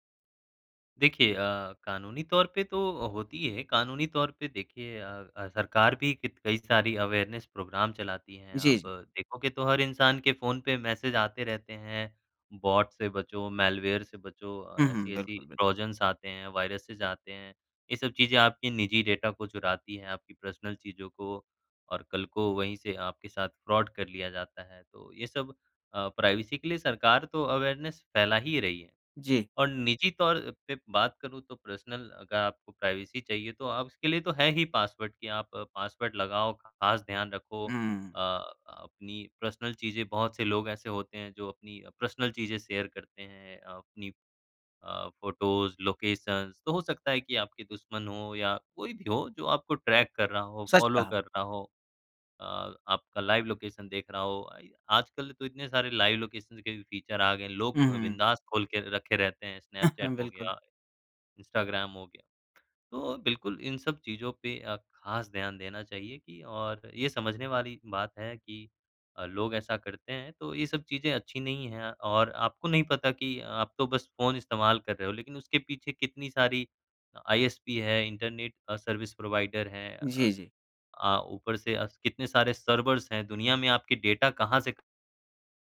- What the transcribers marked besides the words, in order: in English: "अवेयरनेस प्रोग्राम"; in English: "बॉट"; in English: "मैलवेयर"; tapping; in English: "ट्रोजन्स"; in English: "वायरसेज़"; in English: "डेटा"; in English: "पर्सनल"; in English: "फ्रॉड"; in English: "प्राइवेसी"; in English: "अवेयरनेस"; in English: "पर्सनल"; in English: "प्राइवेसी"; in English: "पर्सनल"; in English: "पर्सनल"; in English: "शेयर"; in English: "फ़ोटोज़, लोकेशन्स"; in English: "ट्रैक"; in English: "फ़ॉलो"; in English: "लाइव लोकेशन"; in English: "लाइव लोकेशन"; in English: "फीचर"; chuckle; in English: "सर्विस प्रोवाइडर"; in English: "सर्वर्स"; in English: "डेटा"
- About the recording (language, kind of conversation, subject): Hindi, podcast, किसके फोन में झांकना कब गलत माना जाता है?